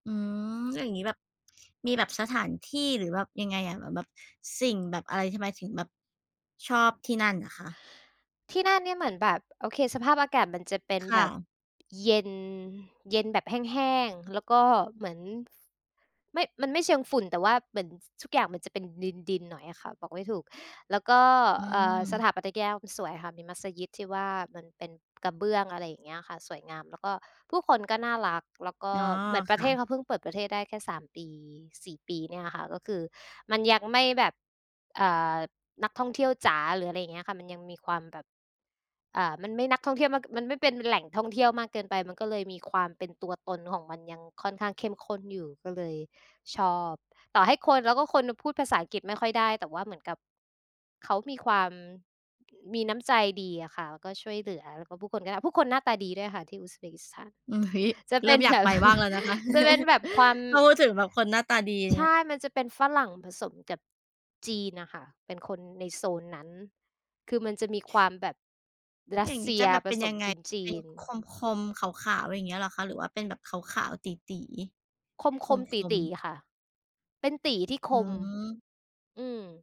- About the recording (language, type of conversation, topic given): Thai, unstructured, สถานที่ท่องเที่ยวแห่งไหนที่ทำให้คุณประทับใจมากที่สุด?
- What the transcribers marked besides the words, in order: tapping; other background noise; chuckle